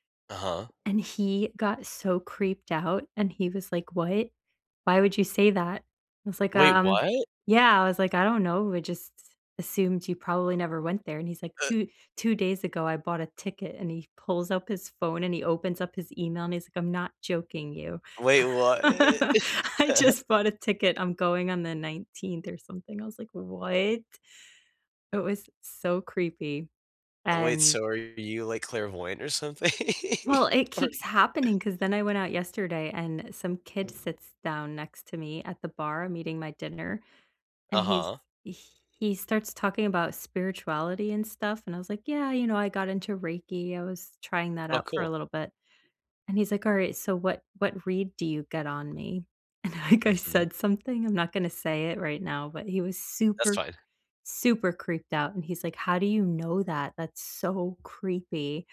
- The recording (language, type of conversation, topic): English, unstructured, How can I act on something I recently learned about myself?
- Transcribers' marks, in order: tapping; chuckle; laugh; laughing while speaking: "I just"; other background noise; laughing while speaking: "something?"; laughing while speaking: "And, like"